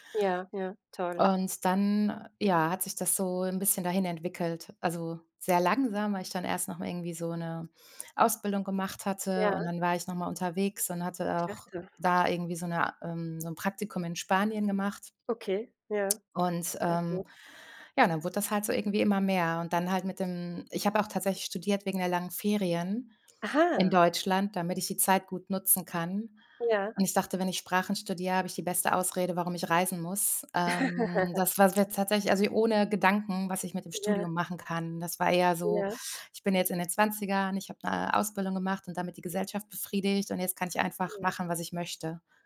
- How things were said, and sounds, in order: laugh
- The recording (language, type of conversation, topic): German, unstructured, Wie bist du auf Reisen mit unerwarteten Rückschlägen umgegangen?